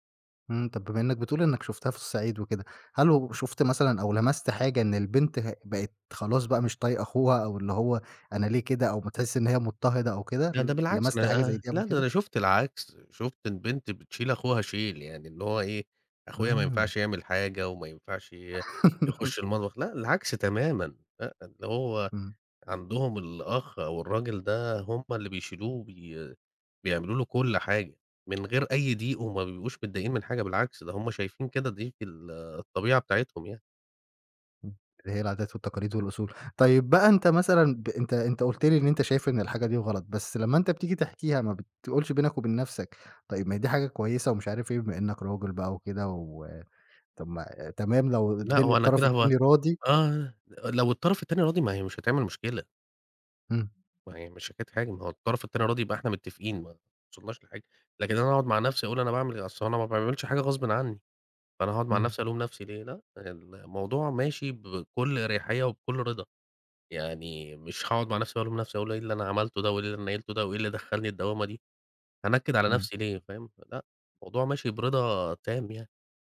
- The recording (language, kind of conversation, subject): Arabic, podcast, إزاي شايفين أحسن طريقة لتقسيم شغل البيت بين الزوج والزوجة؟
- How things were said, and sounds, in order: laugh